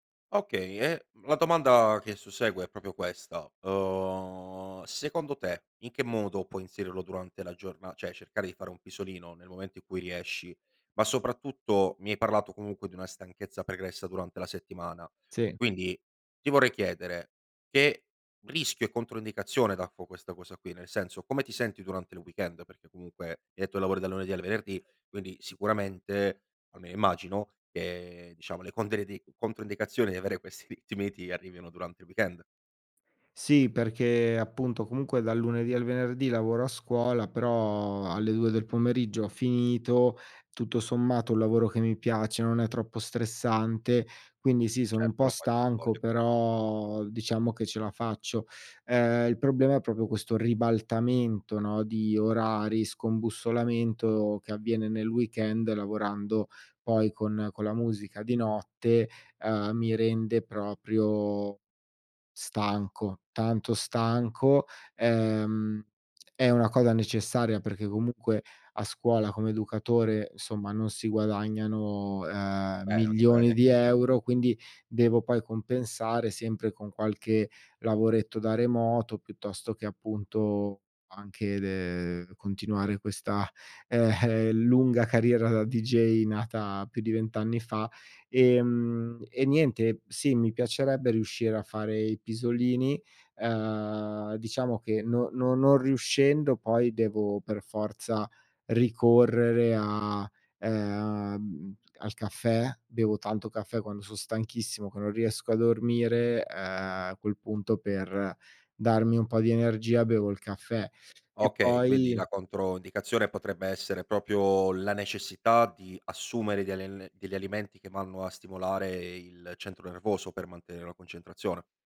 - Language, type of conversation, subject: Italian, podcast, Cosa pensi del pisolino quotidiano?
- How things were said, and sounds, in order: "proprio" said as "propio"; "cioè" said as "ceh"; "danno" said as "daffo"; "proprio" said as "propio"; chuckle; tapping; "proprio" said as "propio"